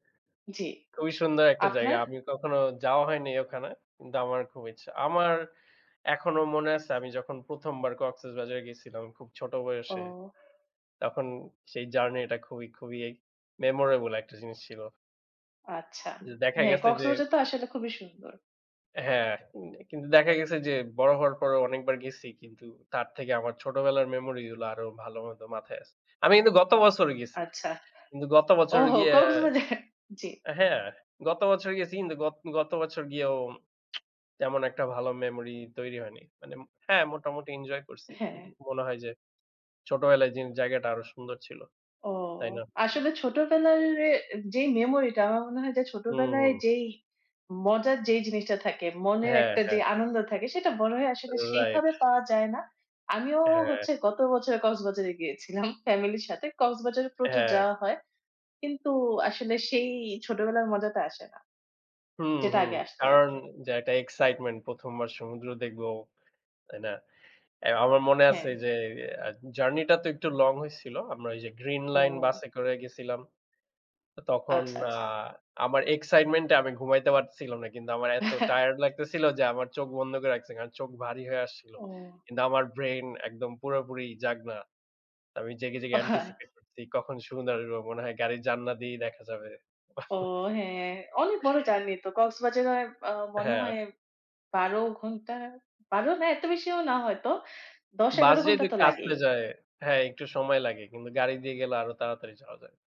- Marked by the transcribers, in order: in English: "মেমোরাবল"; other background noise; laughing while speaking: "কক্সবাজার"; chuckle; chuckle
- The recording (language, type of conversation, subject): Bengali, unstructured, ভ্রমণে গিয়ে কখনো কি কোনো জায়গার প্রতি আপনার ভালোবাসা জন্মেছে?